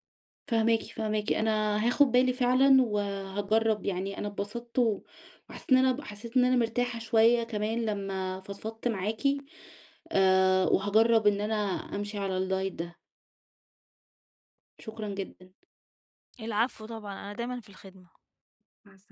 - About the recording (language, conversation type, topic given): Arabic, advice, إزاي أفرّق بين الجوع الحقيقي والجوع العاطفي لما تيجيلي رغبة في التسالي؟
- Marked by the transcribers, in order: in English: "الدايت"; tapping